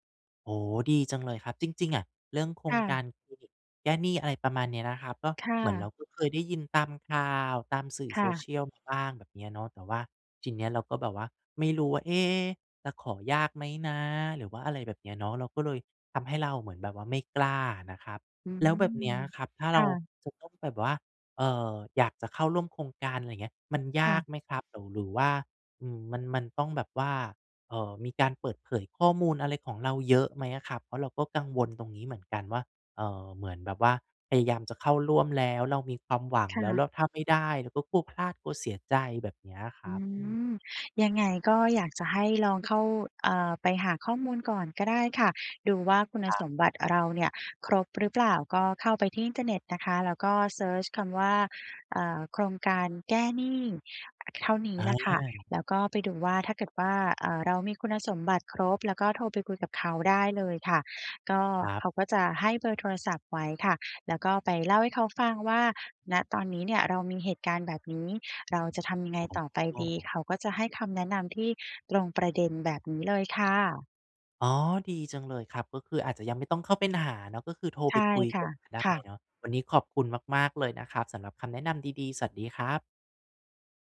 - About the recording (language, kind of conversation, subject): Thai, advice, ฉันควรจัดการหนี้และค่าใช้จ่ายฉุกเฉินอย่างไรเมื่อรายได้ไม่พอ?
- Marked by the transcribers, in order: none